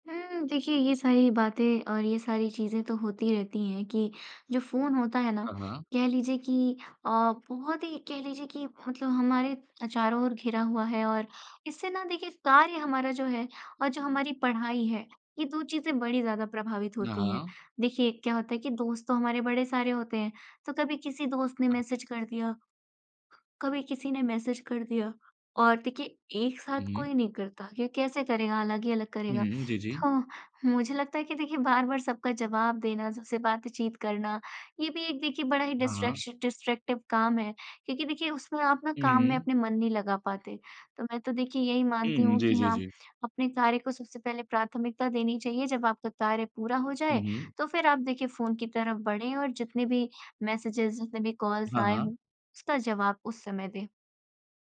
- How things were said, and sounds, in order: in English: "मैसेज"; in English: "मैसेज"; in English: "डिस्ट्रैक्शन डिस्ट्रैक्टिव"; in English: "मैसेजेज़"; in English: "कॉल्स"
- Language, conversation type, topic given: Hindi, podcast, बार-बार आने वाले नोटिफ़िकेशन आप पर कैसे असर डालते हैं?